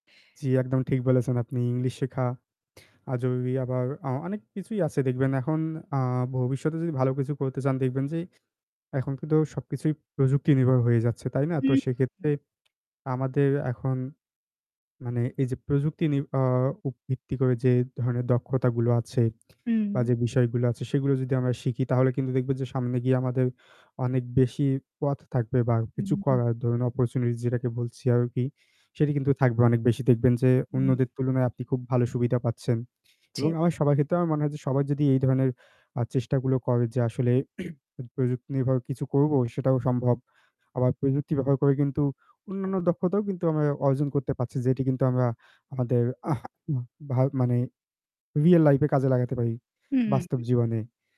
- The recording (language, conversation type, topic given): Bengali, unstructured, কোন দক্ষতা শিখে আপনি আপনার ভবিষ্যৎ গড়তে চান?
- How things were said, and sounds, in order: static; unintelligible speech; other background noise; in English: "অপরচুনিটিস"; throat clearing; throat clearing